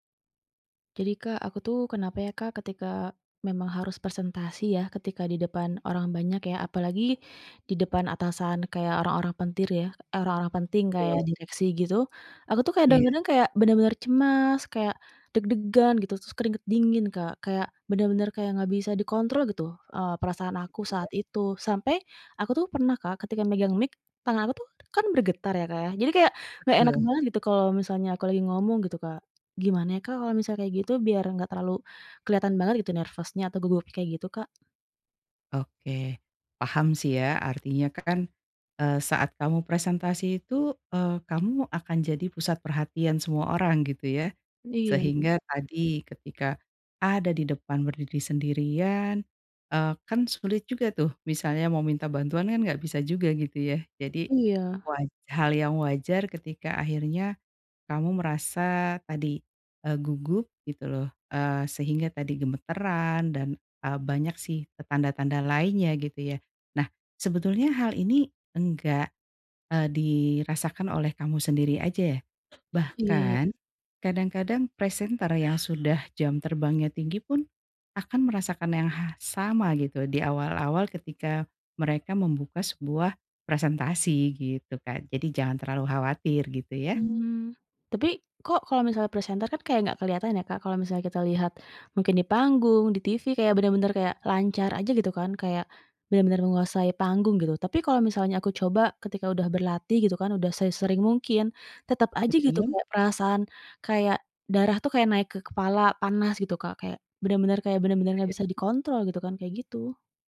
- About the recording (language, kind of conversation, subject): Indonesian, advice, Bagaimana cara mengatasi kecemasan sebelum presentasi di depan banyak orang?
- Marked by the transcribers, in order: other background noise; in English: "nervous-nya"